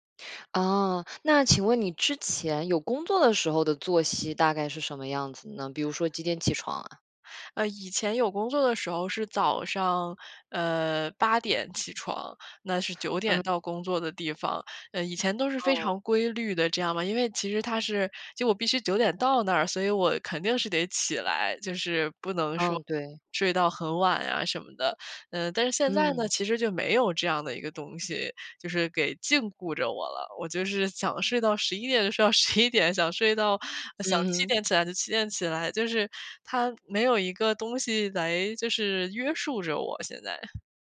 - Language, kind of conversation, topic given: Chinese, advice, 我为什么总是无法坚持早起或保持固定的作息时间？
- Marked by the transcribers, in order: lip smack; tapping; laughing while speaking: "睡到十一 点"